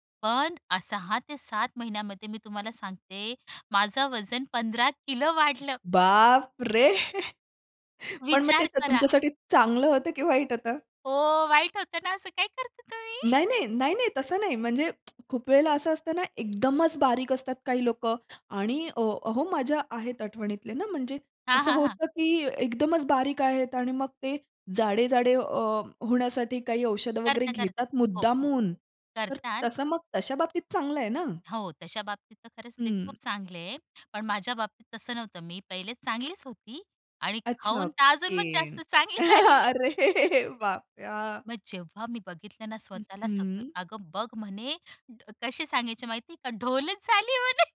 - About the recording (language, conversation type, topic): Marathi, podcast, लहान सवयींमध्ये केलेले छोटे बदल तुमचे जीवन कसे बदलू शकतात?
- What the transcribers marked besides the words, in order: tapping; laughing while speaking: "बाप रे! पण मग तेच तुमच्यासाठी चांगलं होतं की वाईट होतं?"; laughing while speaking: "हो. वाईट होत ना असं काय करता तुम्ही?"; lip smack; stressed: "मुद्दामून"; laughing while speaking: "अजून मग जास्त चांगली झाली मी"; chuckle; laughing while speaking: "अरे बापरे! हां"; chuckle; laughing while speaking: "ढोलच झाली म्हणे"